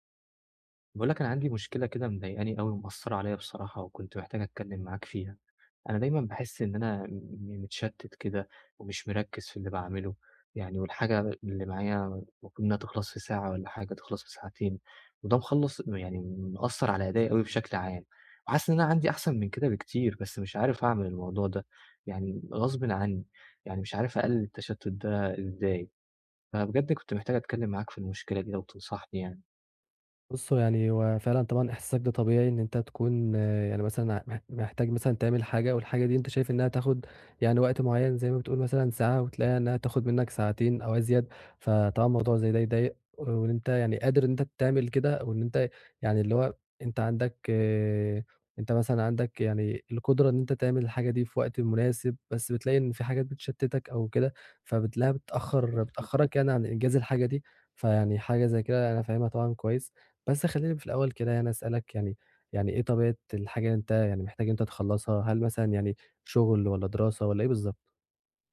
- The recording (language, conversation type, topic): Arabic, advice, إزاي أتعامل مع التشتت الذهني اللي بيتكرر خلال يومي؟
- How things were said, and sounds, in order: unintelligible speech